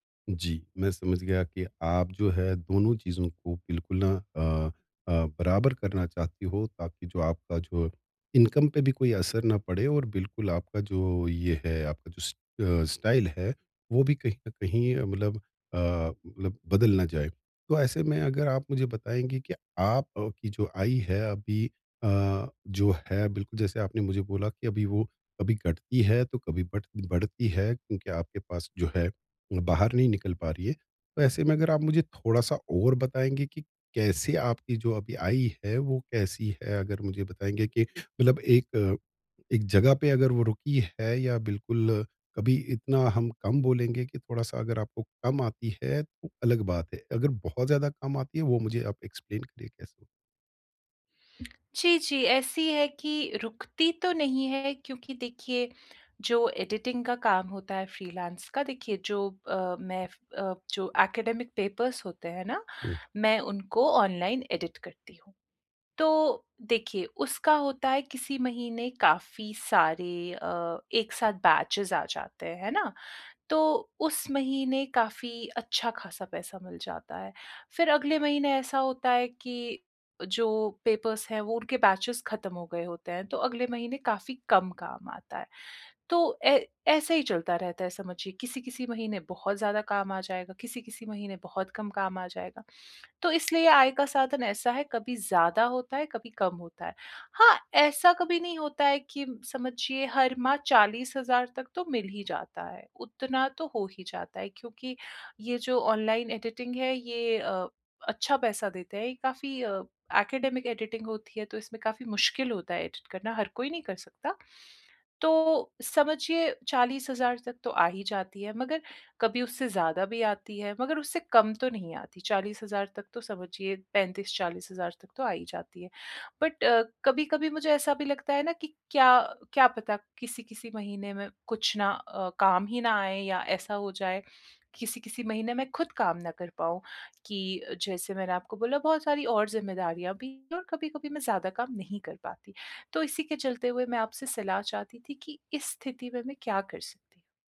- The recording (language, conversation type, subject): Hindi, advice, कपड़े खरीदते समय मैं पहनावे और बजट में संतुलन कैसे बना सकता/सकती हूँ?
- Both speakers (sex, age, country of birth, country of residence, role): female, 30-34, India, India, user; male, 50-54, India, India, advisor
- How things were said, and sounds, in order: in English: "इनकम"; in English: "स स्टाइल"; in English: "एक्सप्लेन"; tapping; in English: "एडिटिंग"; in English: "फ्रीलांस"; in English: "ऐकडेमिक पेपर्स"; in English: "एडिट"; in English: "बैचेज़"; in English: "पेपर्स"; in English: "बैचेज़"; in English: "एडिटिंग"; in English: "एडिटिंग"; in English: "एडिट"; in English: "बट"